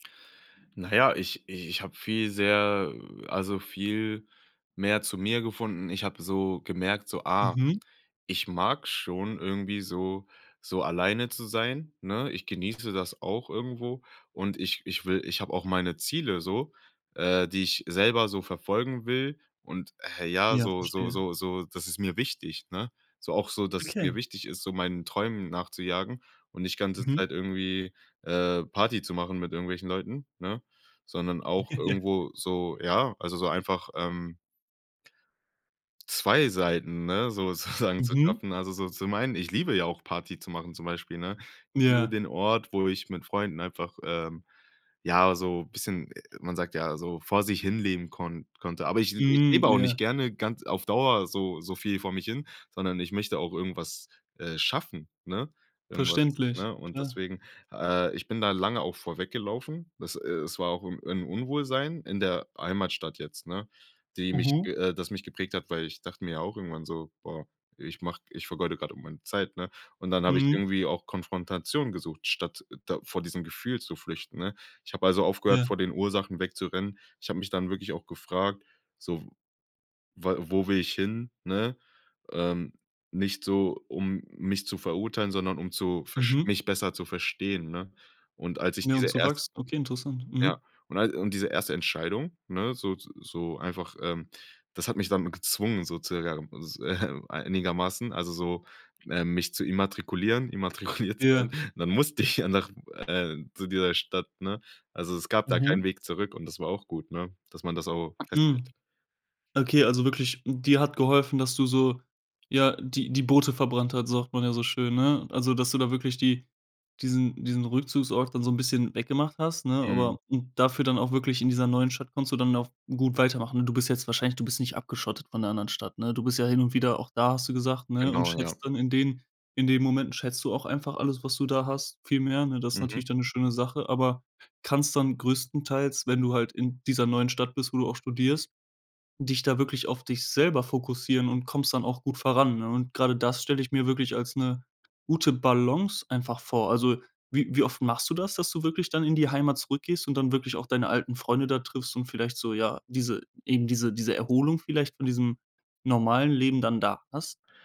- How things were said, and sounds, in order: other background noise; laughing while speaking: "Ja"; drawn out: "Hm"; stressed: "schaffen"; "sozusagen" said as "sozuhrähem"; laughing while speaking: "äh"; laughing while speaking: "immatrikuliert zu wohnen. Dann musste ich ja"; tapping; other noise; "auch" said as "auf"; stressed: "selber"
- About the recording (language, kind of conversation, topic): German, podcast, Wie hast du einen Neuanfang geschafft?